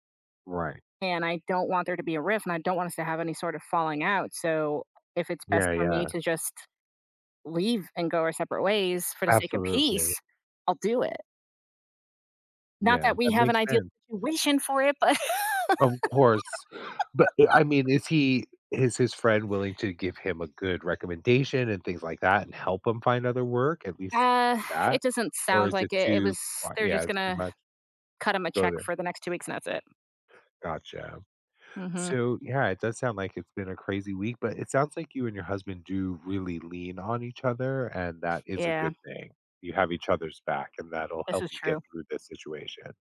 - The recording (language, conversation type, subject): English, advice, How do I cope with and move on after a major disappointment?
- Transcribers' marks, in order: tapping; stressed: "peace"; laughing while speaking: "but"; laugh; other background noise; sigh